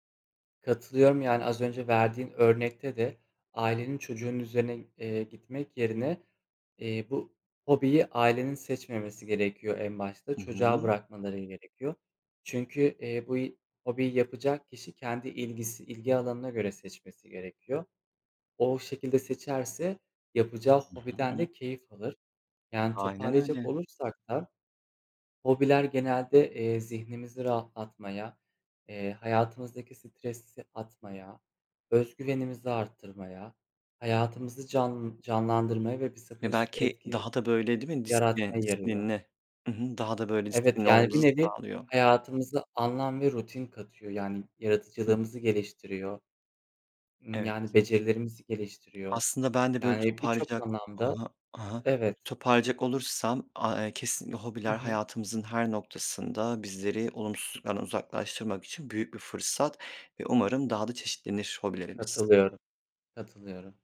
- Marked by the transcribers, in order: other background noise
- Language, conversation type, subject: Turkish, unstructured, Sence hobiler hayatımızı nasıl etkiler?
- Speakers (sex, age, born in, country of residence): male, 25-29, Turkey, Poland; male, 30-34, Turkey, Poland